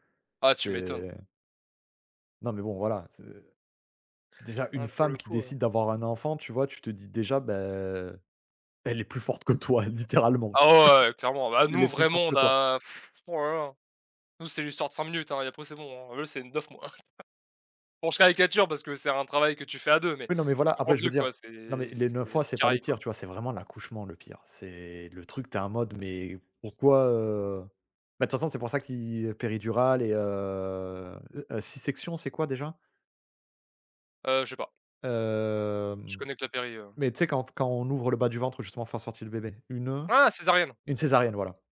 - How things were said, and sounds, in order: laughing while speaking: "elle est plus forte que … forte que toi"; sigh; chuckle; unintelligible speech; drawn out: "heu"; stressed: "Ah"; stressed: "césarienne"
- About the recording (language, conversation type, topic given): French, unstructured, Qu’est-ce qui te choque dans certaines pratiques médicales du passé ?